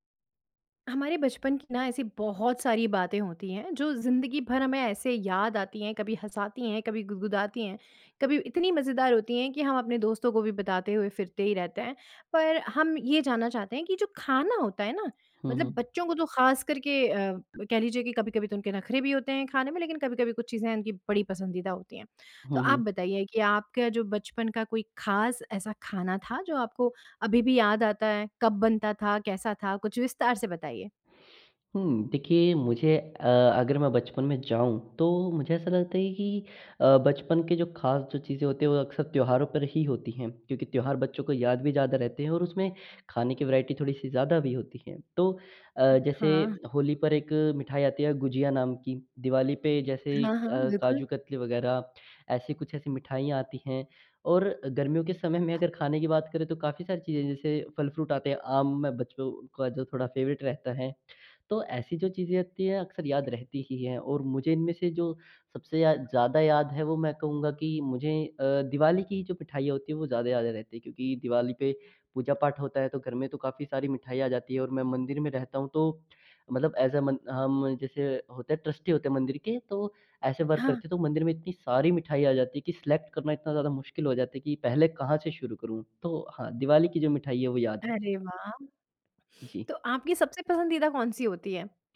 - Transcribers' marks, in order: tapping; other background noise; in English: "वैरायटी"; in English: "फ्रूट"; in English: "फ़ेवरेट"; other noise; in English: "ऐज़ अ"; in English: "ट्रस्टी"; in English: "वर्क"; in English: "सिलेक्ट"
- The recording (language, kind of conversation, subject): Hindi, podcast, क्या तुम्हें बचपन का कोई खास खाना याद है?